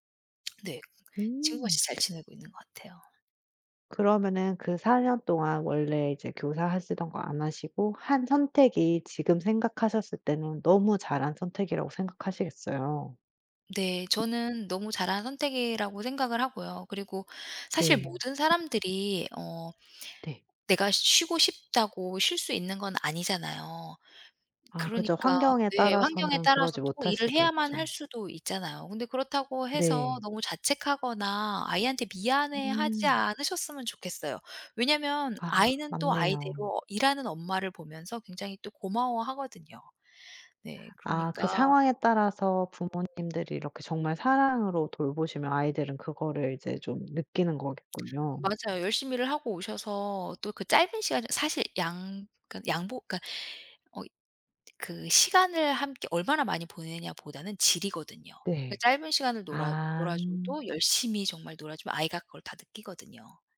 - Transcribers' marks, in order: tapping; other background noise
- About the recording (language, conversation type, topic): Korean, podcast, 커리어와 가족 사이에서 어떻게 균형을 맞춰 오셨나요?